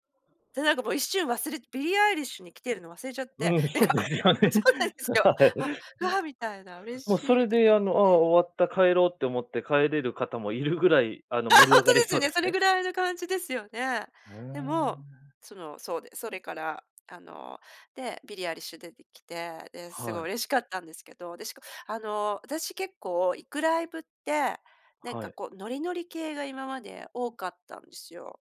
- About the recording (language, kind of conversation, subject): Japanese, podcast, ライブで心を動かされた瞬間はありましたか？
- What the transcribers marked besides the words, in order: other background noise; laughing while speaking: "うん、そうですよね。はい"; laughing while speaking: "なんか、あ そうなんですよ"; laughing while speaking: "ああ"